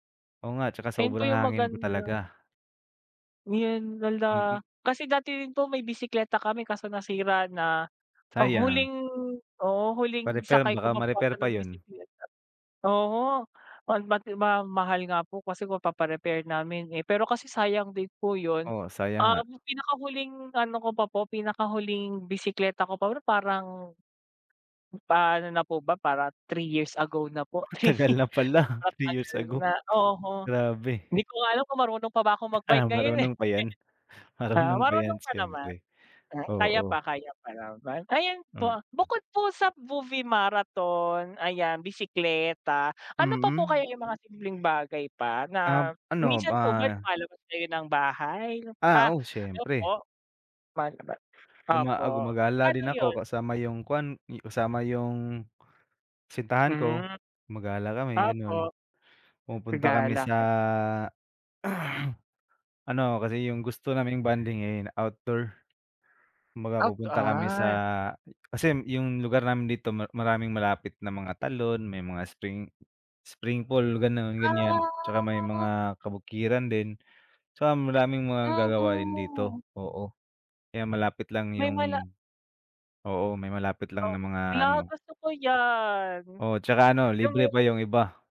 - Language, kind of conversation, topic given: Filipino, unstructured, Paano mo pinaplano na gawing masaya ang isang simpleng katapusan ng linggo?
- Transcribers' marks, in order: other background noise; chuckle; other noise